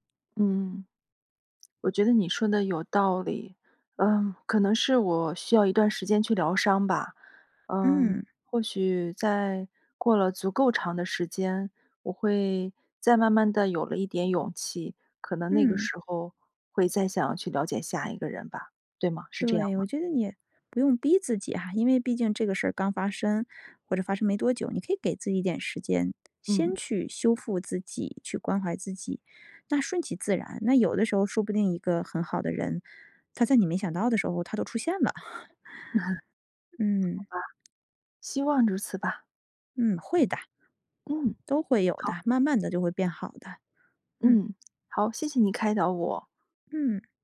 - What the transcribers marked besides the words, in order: chuckle; other noise
- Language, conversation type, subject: Chinese, advice, 过去恋情失败后，我为什么会害怕开始一段新关系？